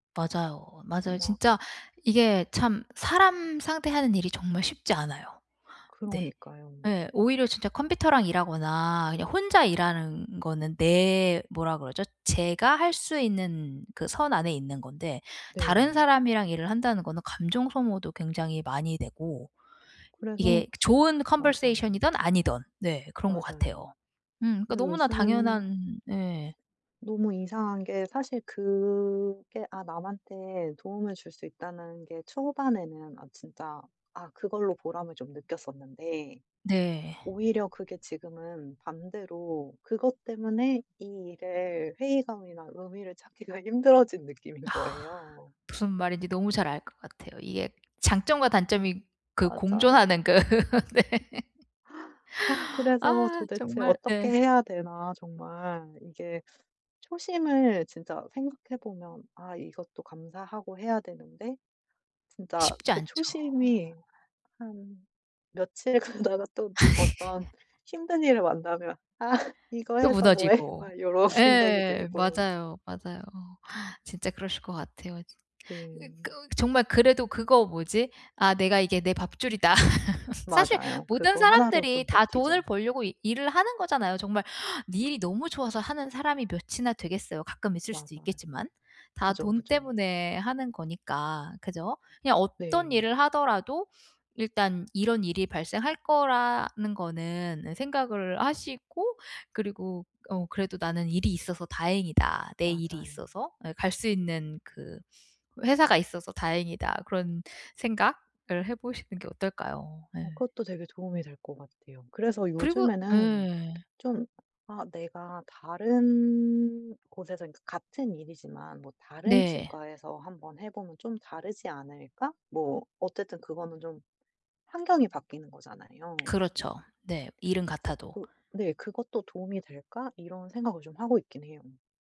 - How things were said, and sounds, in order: put-on voice: "conversation"; in English: "conversation"; teeth sucking; laughing while speaking: "찾기가 힘들어진 느낌인 거예요"; laugh; laughing while speaking: "네"; tapping; laughing while speaking: "며칠 가다가"; laugh; laughing while speaking: "아 이거 해서 뭐해?' 막 요런"; laugh
- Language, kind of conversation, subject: Korean, advice, 반복적인 업무 때문에 동기가 떨어질 때, 어떻게 일에서 의미를 찾을 수 있을까요?